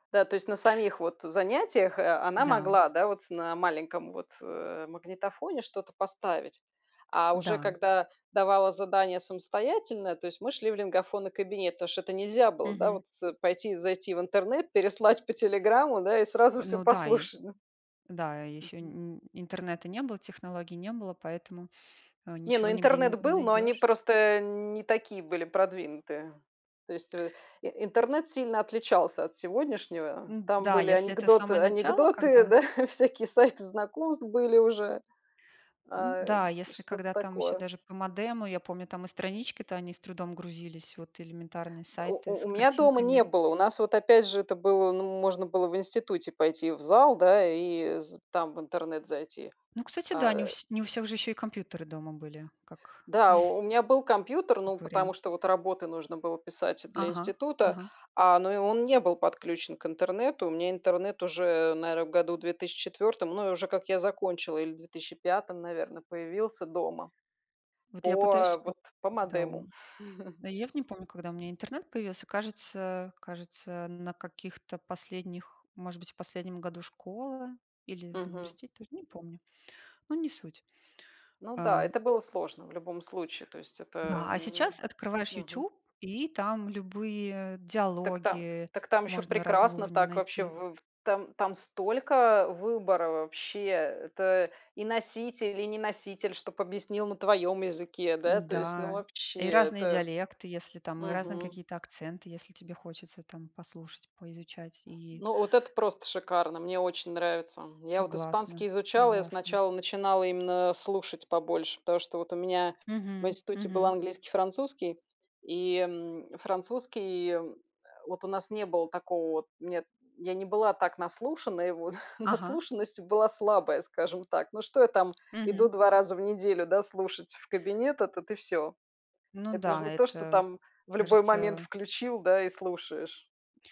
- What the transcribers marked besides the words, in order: tapping; laughing while speaking: "сразу всё послушать, да"; other background noise; chuckle; laughing while speaking: "Всякие сайты знакомств были уже"; chuckle; other noise; chuckle; chuckle; laughing while speaking: "Наслушанность"
- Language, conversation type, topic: Russian, unstructured, Как интернет влияет на образование сегодня?